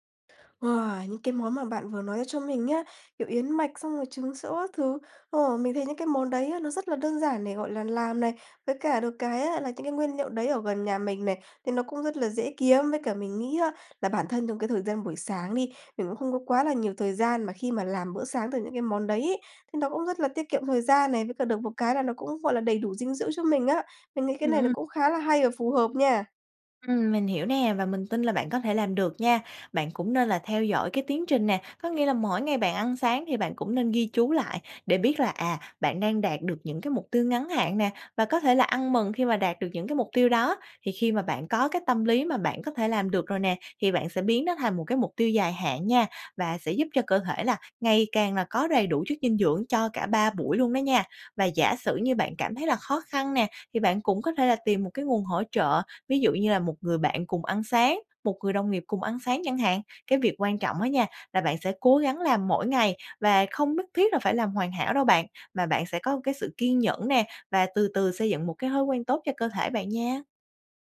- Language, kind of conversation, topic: Vietnamese, advice, Làm sao để duy trì một thói quen mới mà không nhanh nản?
- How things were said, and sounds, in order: tapping